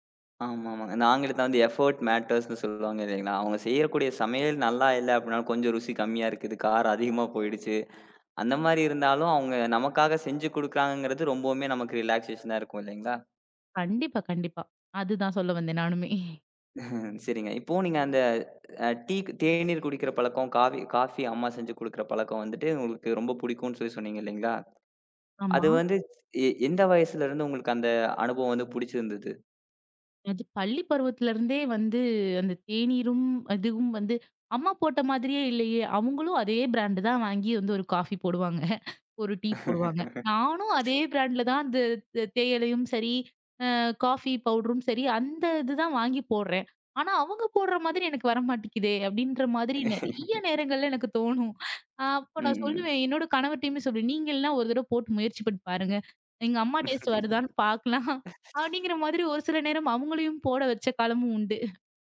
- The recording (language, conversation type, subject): Tamil, podcast, அழுத்தமான நேரத்தில் உங்களுக்கு ஆறுதலாக இருந்த உணவு எது?
- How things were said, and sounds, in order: in English: "எஃப்பர்ட் மேட்டர்ஸ்"; in English: "ரிலாக்ஸேஷன்னா"; chuckle; laugh; in English: "டீக்"; in English: "காஃபி"; in English: "ப்ராண்டு"; laugh; other noise; in English: "ப்ராண்ட்ல"; in English: "காஃபி பவுடரும்"; laugh; chuckle; in English: "டேஸ்ட்"; laugh; chuckle; chuckle